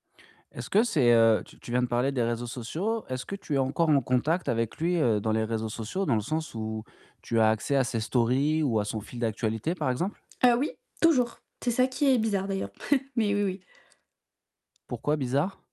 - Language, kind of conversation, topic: French, advice, Comment puis-je rebondir après un rejet et retrouver rapidement confiance en moi ?
- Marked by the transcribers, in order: background speech; static; distorted speech; chuckle; tapping